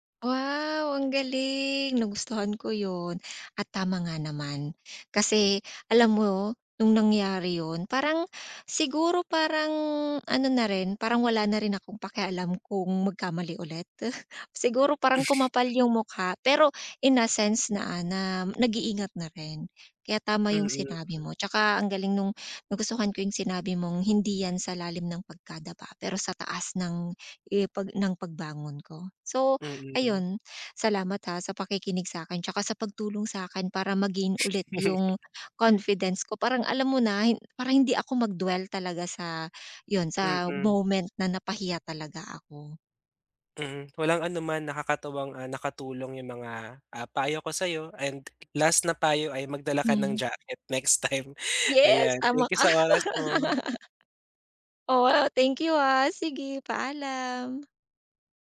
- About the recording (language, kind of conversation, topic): Filipino, advice, Paano ako makakabawi sa kumpiyansa sa sarili pagkatapos mapahiya?
- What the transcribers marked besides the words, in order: chuckle; other background noise; chuckle; tapping; chuckle; laugh